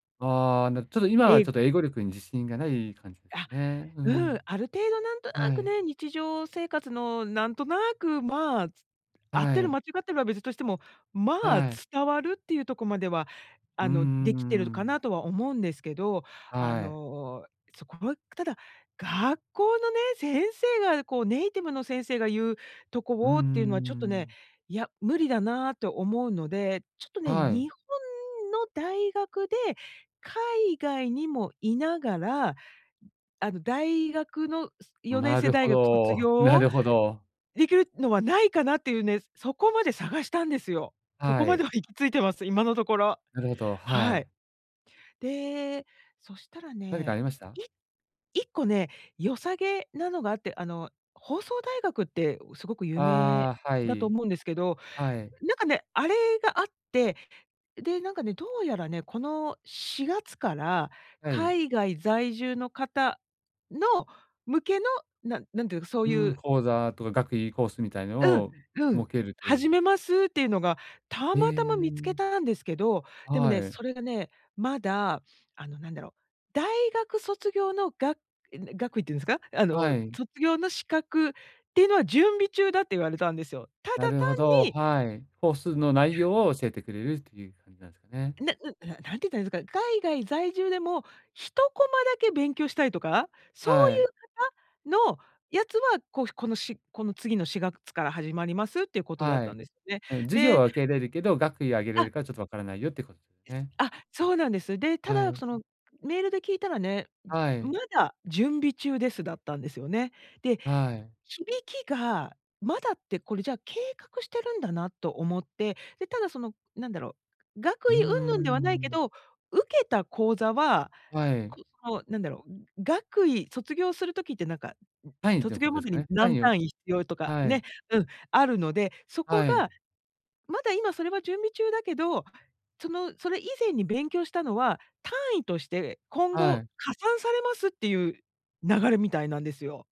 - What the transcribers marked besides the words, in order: laughing while speaking: "そこまでは行き着いてます、今のところ"; unintelligible speech
- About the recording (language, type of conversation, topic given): Japanese, advice, 現実的で達成しやすい目標はどのように設定すればよいですか？